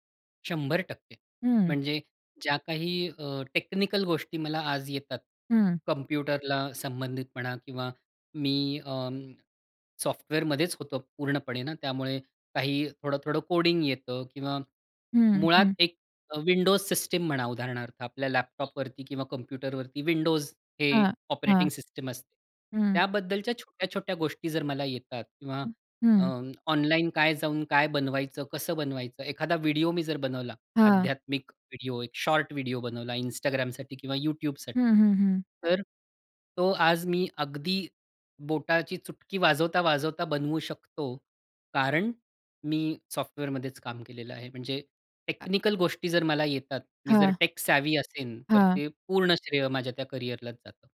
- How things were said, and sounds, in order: in English: "ऑपरेटिंग सिस्टम"; other background noise; in English: "टेक सॅव्ही"
- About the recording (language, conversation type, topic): Marathi, podcast, करिअर बदलायचं असलेल्या व्यक्तीला तुम्ही काय सल्ला द्याल?
- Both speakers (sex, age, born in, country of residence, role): female, 45-49, India, India, host; male, 40-44, India, India, guest